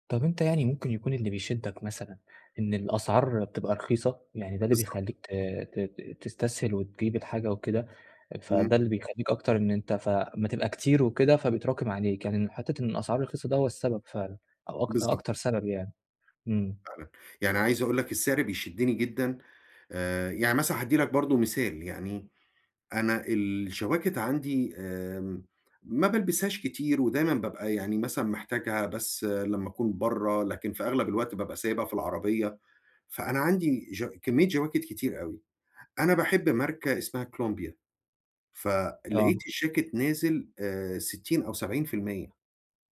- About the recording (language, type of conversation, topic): Arabic, advice, إزاي أشتري هدوم وهدايا بجودة كويسة من غير ما أخرج عن الميزانية وأقلّل الهدر؟
- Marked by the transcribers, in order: none